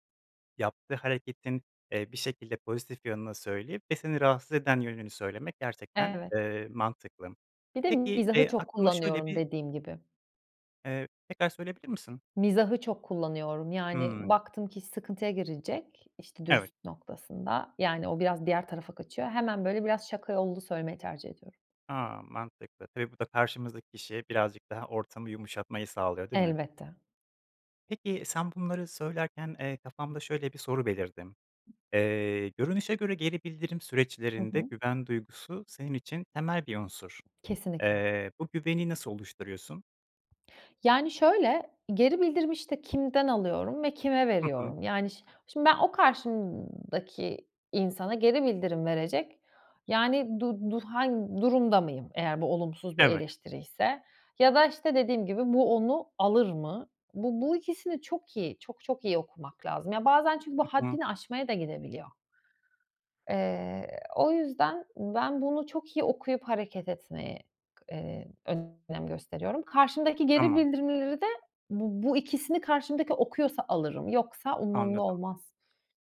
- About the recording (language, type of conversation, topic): Turkish, podcast, Geri bildirim verirken nelere dikkat edersin?
- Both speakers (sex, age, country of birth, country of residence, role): female, 35-39, Turkey, Italy, guest; male, 25-29, Turkey, Poland, host
- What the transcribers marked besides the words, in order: other background noise; tapping